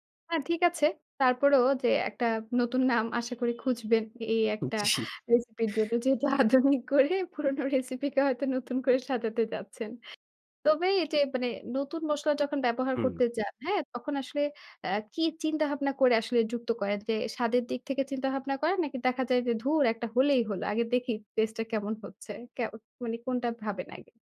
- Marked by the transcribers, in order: horn; laughing while speaking: "উ, জি"; laughing while speaking: "আধুনিক করে পুরনো রেসিপি কে হয়তো নতুন করে সাজাতে যাচ্ছেন"; tapping
- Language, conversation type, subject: Bengali, podcast, পুরনো রেসিপিকে কীভাবে আধুনিকভাবে রূপ দেওয়া যায়?